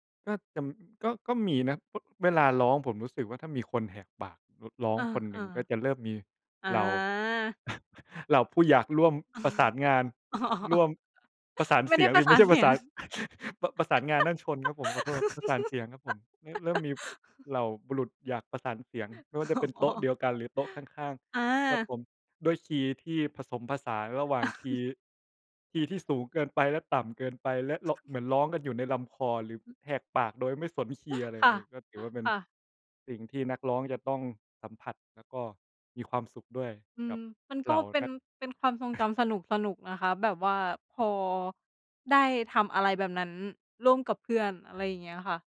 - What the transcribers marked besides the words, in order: chuckle; chuckle; chuckle; laughing while speaking: "สานเสียง"; laugh; laughing while speaking: "อ๋อ"; chuckle; other background noise; other noise; tapping
- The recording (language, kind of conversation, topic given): Thai, unstructured, เพลงอะไรที่คุณร้องตามได้ทุกครั้งที่ได้ฟัง?